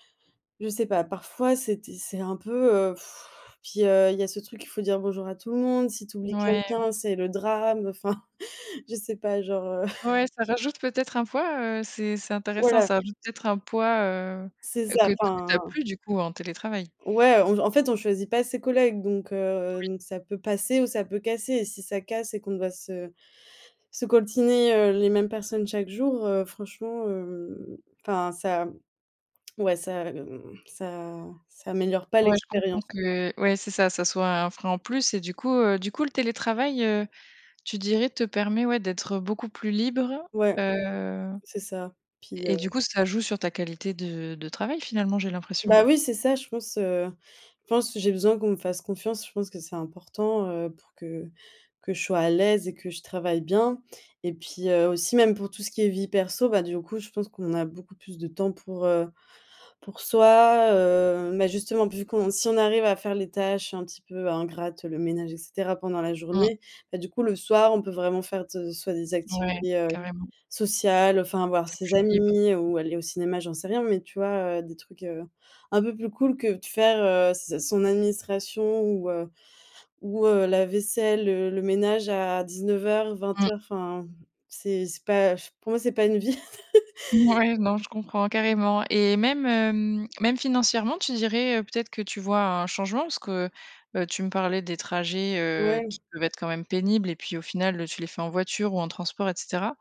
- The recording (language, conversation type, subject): French, podcast, Que penses-tu, honnêtement, du télétravail à temps plein ?
- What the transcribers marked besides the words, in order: sigh; chuckle; drawn out: "hem"; drawn out: "heu"; other noise; other background noise; chuckle